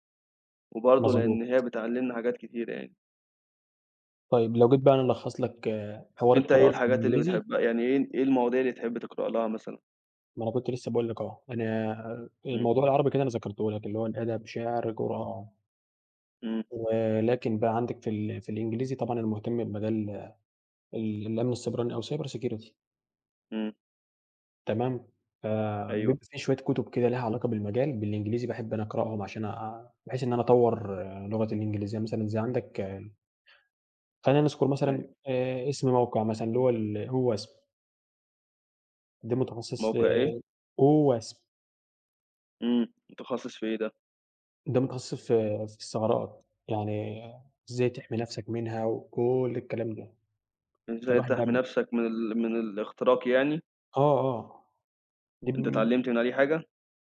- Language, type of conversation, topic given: Arabic, unstructured, إيه هي العادة الصغيرة اللي غيّرت حياتك؟
- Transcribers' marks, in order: in English: "cyber security"